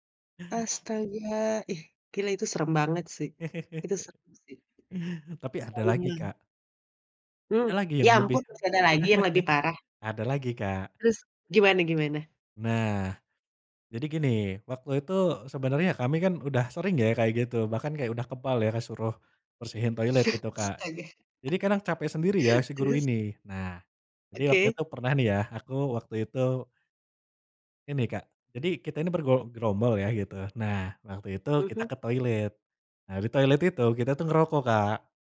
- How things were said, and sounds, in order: chuckle; chuckle; tapping; laughing while speaking: "Terus?"
- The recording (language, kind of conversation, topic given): Indonesian, podcast, Apa pengalaman sekolah yang masih kamu ingat sampai sekarang?
- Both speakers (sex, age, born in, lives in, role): female, 35-39, Indonesia, Indonesia, host; male, 25-29, Indonesia, Indonesia, guest